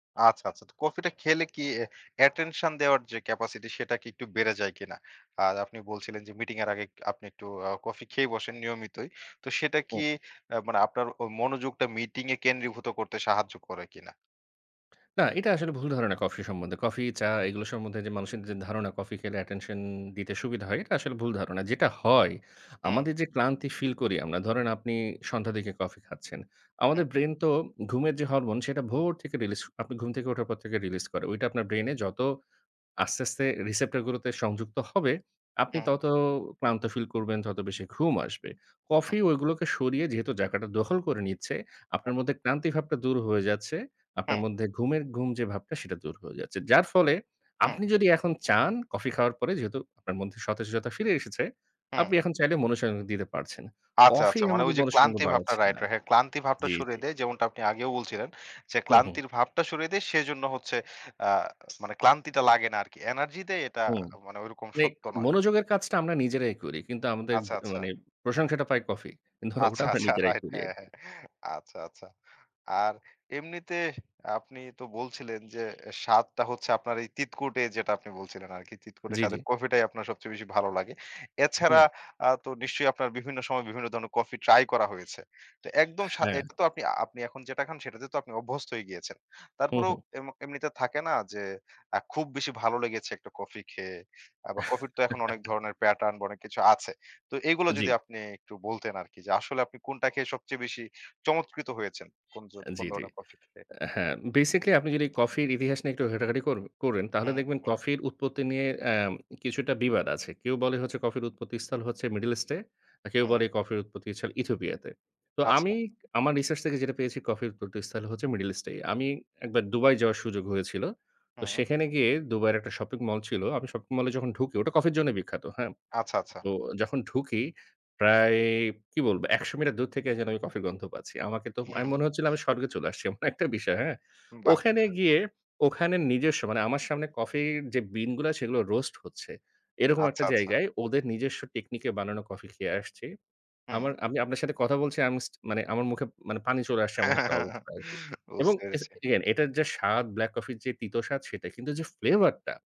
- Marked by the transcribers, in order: laughing while speaking: "ওটা আমরা নিজেরাই করি আরকি"; laughing while speaking: "আচ্ছা, আচ্ছা, রাইট"; chuckle; laugh; other noise; laughing while speaking: "এমন একটা বিষয়। হ্যাঁ?"; laugh
- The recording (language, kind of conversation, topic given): Bengali, podcast, সকালের কফি বা চায়ের রুটিন আপনাকে কীভাবে জাগিয়ে তোলে?